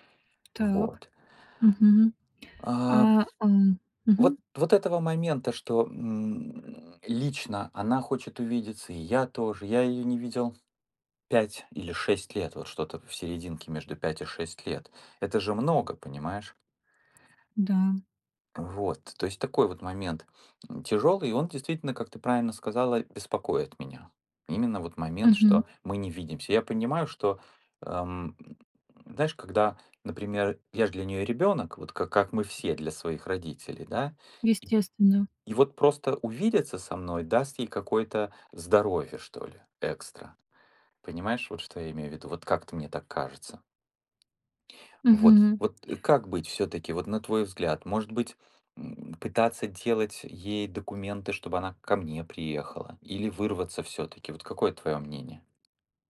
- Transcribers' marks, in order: tapping
- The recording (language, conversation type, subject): Russian, advice, Как справляться с уходом за пожилым родственником, если неизвестно, как долго это продлится?